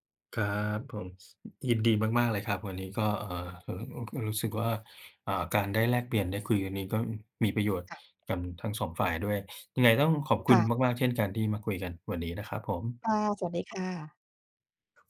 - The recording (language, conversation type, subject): Thai, advice, ฉันควรย้ายเมืองหรืออยู่ต่อดี?
- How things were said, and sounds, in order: none